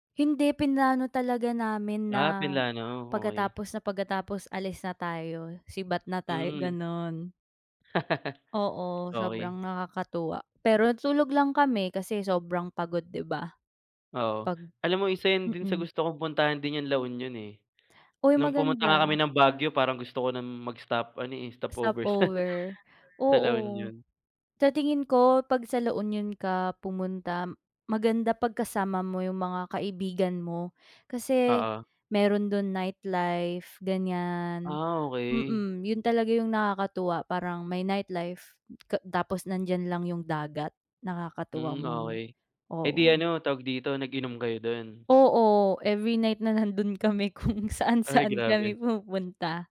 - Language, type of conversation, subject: Filipino, unstructured, Ano ang pinakamasayang alaala mo sa isang biyahe sa kalsada?
- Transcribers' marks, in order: laugh; laughing while speaking: "sa"; background speech; other background noise